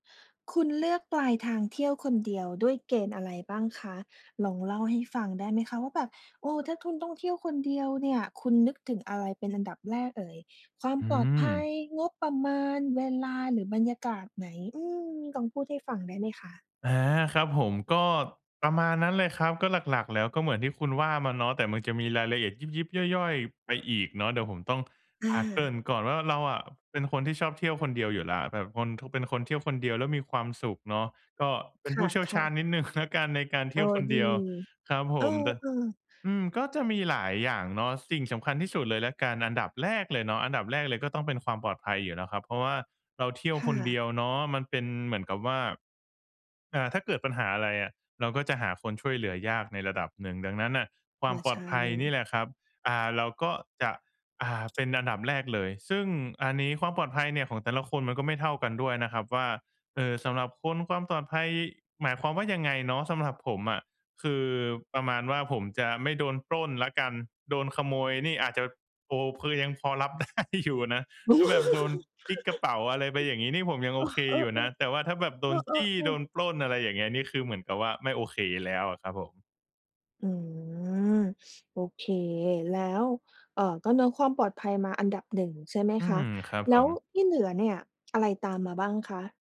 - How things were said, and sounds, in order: tapping; laughing while speaking: "หนึ่ง"; laughing while speaking: "ได้"; chuckle
- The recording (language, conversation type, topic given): Thai, podcast, คุณใช้เกณฑ์อะไรบ้างในการเลือกจุดหมายสำหรับเที่ยวคนเดียว?